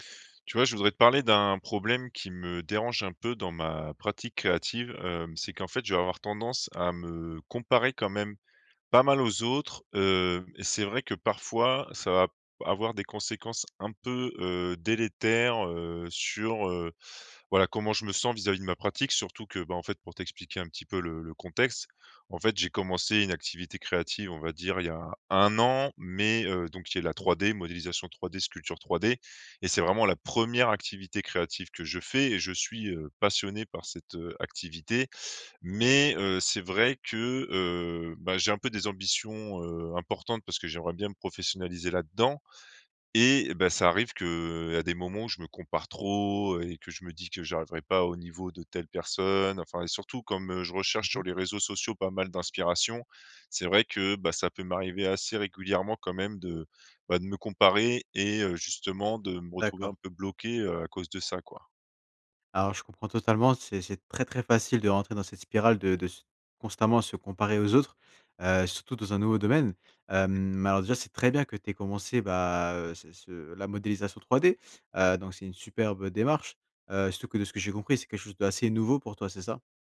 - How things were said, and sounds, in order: stressed: "pas mal"
- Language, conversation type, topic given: French, advice, Comment arrêter de me comparer aux autres quand cela bloque ma confiance créative ?